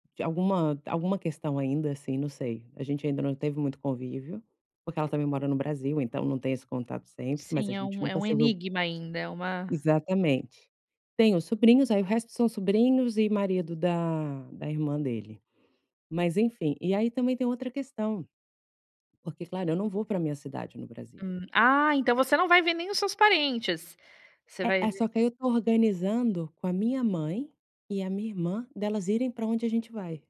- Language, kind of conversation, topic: Portuguese, advice, Como posso reduzir o estresse ao planejar minhas férias?
- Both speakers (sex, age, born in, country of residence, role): female, 35-39, Brazil, Italy, advisor; female, 35-39, Brazil, Spain, user
- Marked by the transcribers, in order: none